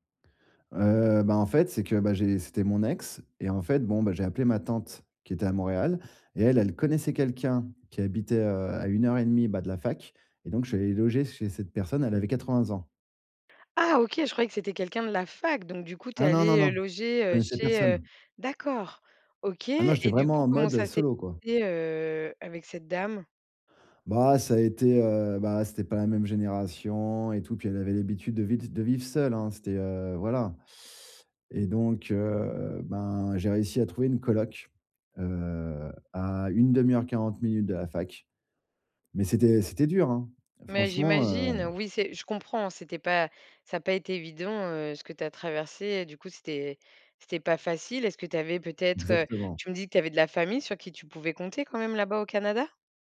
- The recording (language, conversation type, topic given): French, advice, Comment gérer la nostalgie et la solitude après avoir déménagé loin de sa famille ?
- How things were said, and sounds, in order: none